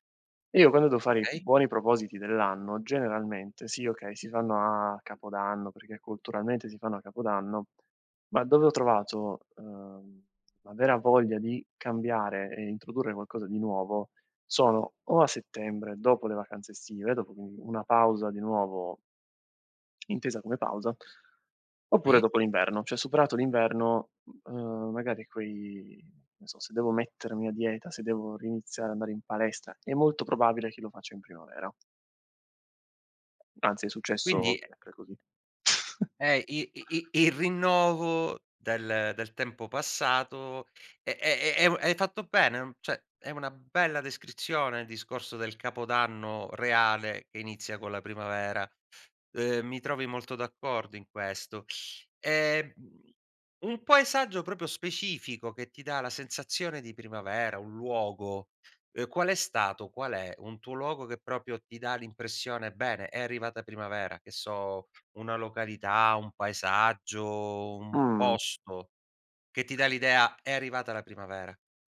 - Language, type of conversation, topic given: Italian, podcast, Come fa la primavera a trasformare i paesaggi e le piante?
- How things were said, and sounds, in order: "cioè" said as "ceh"; other noise; tapping; chuckle; stressed: "bella"; "paesaggio" said as "puaesaggio"; "proprio" said as "propio"; "proprio" said as "propio"